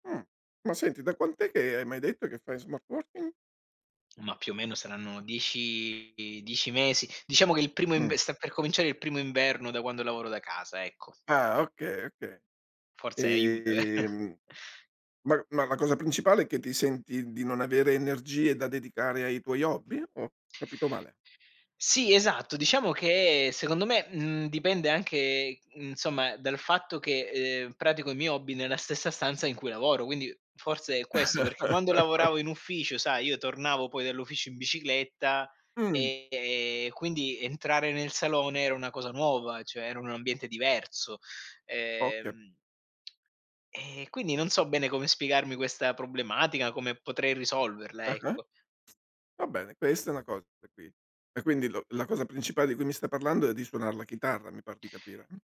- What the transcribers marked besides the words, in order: drawn out: "Ehm"; laughing while speaking: "ve"; laugh; lip smack; other background noise; unintelligible speech
- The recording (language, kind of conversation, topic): Italian, advice, Perché mi sento vuoto e senza idee, e da dove posso iniziare per uscirne?